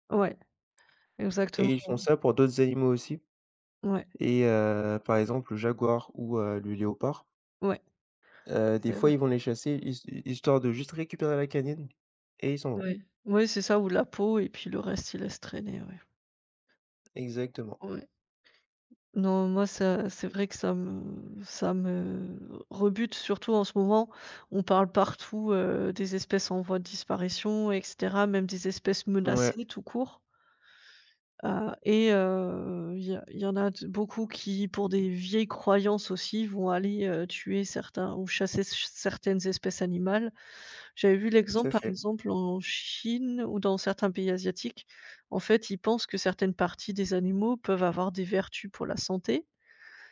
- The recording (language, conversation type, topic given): French, unstructured, Qu’est-ce qui vous met en colère face à la chasse illégale ?
- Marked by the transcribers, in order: none